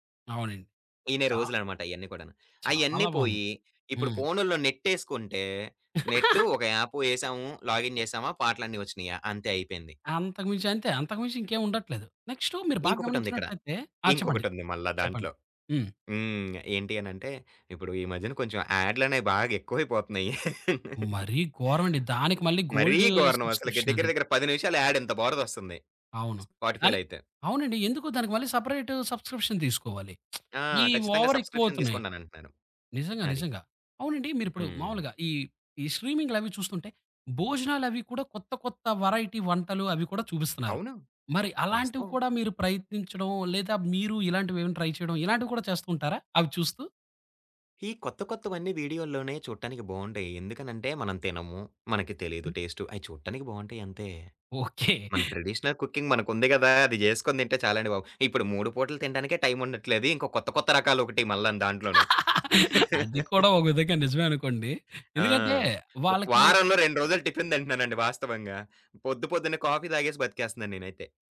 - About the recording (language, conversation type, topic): Telugu, podcast, స్ట్రీమింగ్ యుగంలో మీ అభిరుచిలో ఎలాంటి మార్పు వచ్చింది?
- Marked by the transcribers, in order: in English: "నెట్"; chuckle; in English: "యాప్"; in English: "లాగిన్"; in English: "యాడ్‌లనేవి"; chuckle; in English: "గోల్డ్"; in English: "యాడ్"; in English: "స్పాటిఫైలో"; in English: "సెపరేట్ సబ్‌స్క్రి‌ప్‌ష‌న్"; lip smack; in English: "సబ్‌స్క్రి‌ప్‌షన్"; in English: "వేరైటీ"; in English: "ట్రై"; other background noise; in English: "ట్రెడిషనల్ కుకింగ్"; chuckle; laugh; chuckle